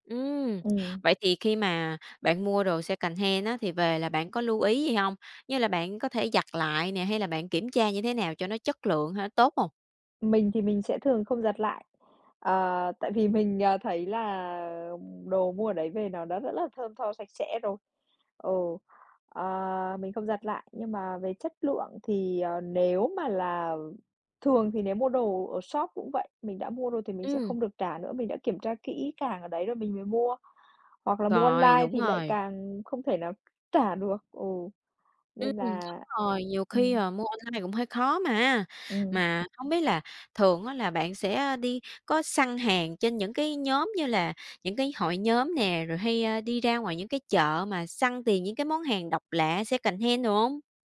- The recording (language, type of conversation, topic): Vietnamese, podcast, Bạn nghĩ gì về việc mặc quần áo đã qua sử dụng hoặc đồ cổ điển?
- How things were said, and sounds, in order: tapping; in English: "secondhand"; other noise; other background noise; in English: "secondhand"